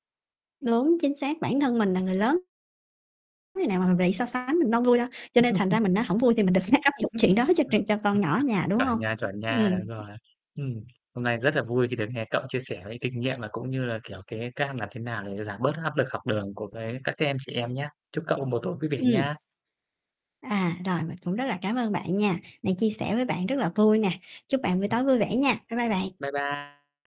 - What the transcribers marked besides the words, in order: unintelligible speech; distorted speech; chuckle; laughing while speaking: "đừng"; other noise; other background noise; tapping
- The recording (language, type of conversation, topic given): Vietnamese, unstructured, Bạn nghĩ gì về áp lực thi cử trong trường học?